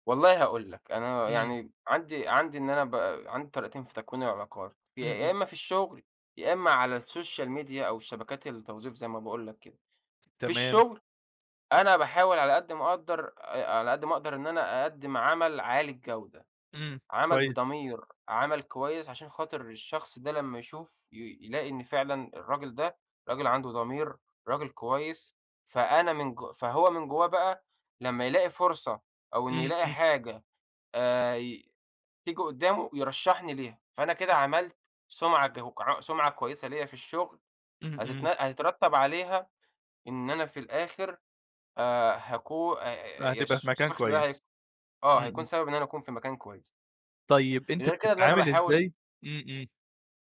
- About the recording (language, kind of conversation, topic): Arabic, podcast, إيه دور العلاقات والمعارف في تغيير الشغل؟
- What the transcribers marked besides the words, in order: in English: "السوشيال ميديا"; tapping